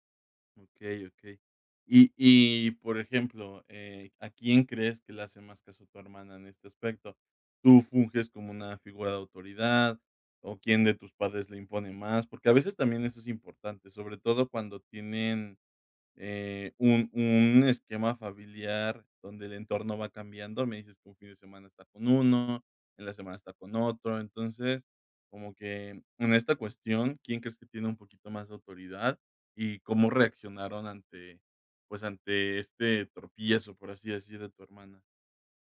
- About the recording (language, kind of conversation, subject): Spanish, advice, ¿Cómo podemos hablar en familia sobre decisiones para el cuidado de alguien?
- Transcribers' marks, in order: none